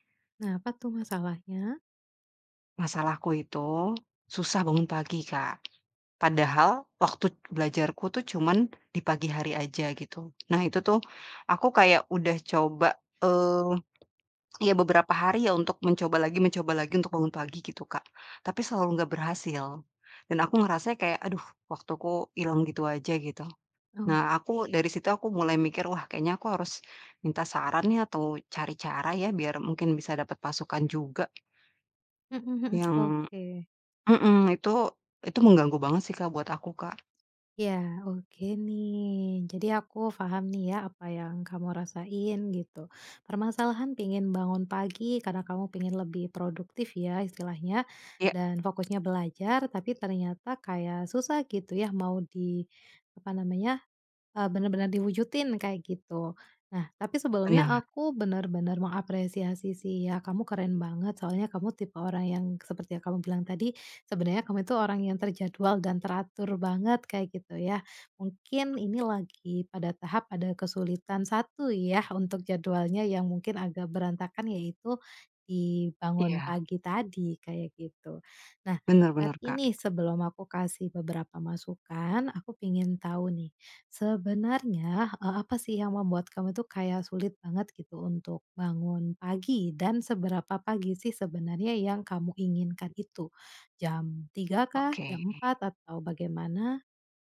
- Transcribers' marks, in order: bird; other background noise
- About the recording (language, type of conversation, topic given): Indonesian, advice, Kenapa saya sulit bangun pagi secara konsisten agar hari saya lebih produktif?